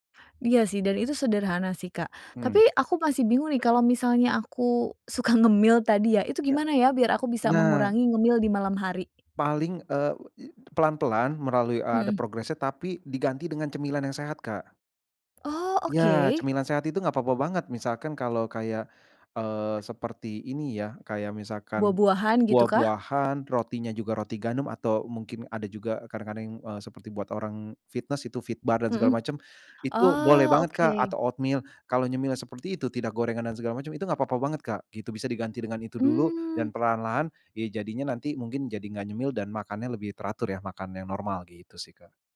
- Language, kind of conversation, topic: Indonesian, advice, Bagaimana cara berhenti sering melewatkan waktu makan dan mengurangi kebiasaan ngemil tidak sehat di malam hari?
- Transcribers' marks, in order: laughing while speaking: "suka"; in English: "fitness"; tapping; other background noise